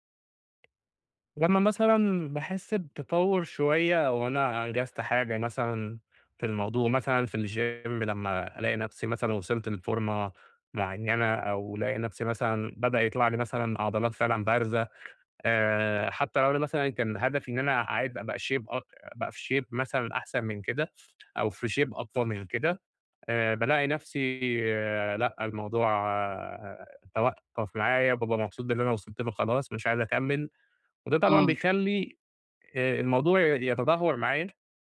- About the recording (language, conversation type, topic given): Arabic, advice, إزاي أرجّع حماسي لما أحسّ إنّي مش بتقدّم؟
- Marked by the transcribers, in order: tapping; in English: "الgym"; in English: "لفورمة"; in English: "shape"; in English: "shape"; in English: "shape"; other background noise